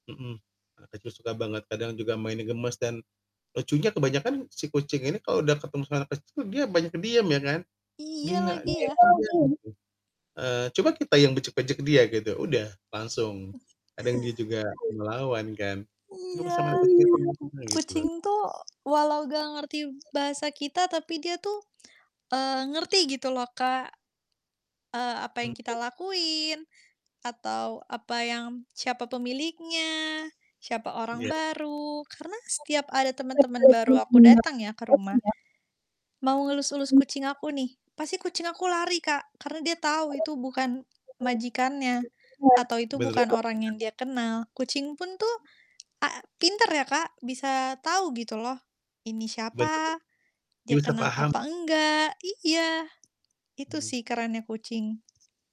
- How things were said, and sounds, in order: background speech; distorted speech; other noise; other background noise; static
- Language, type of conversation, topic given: Indonesian, unstructured, Apa hal yang paling menyenangkan dari memelihara hewan?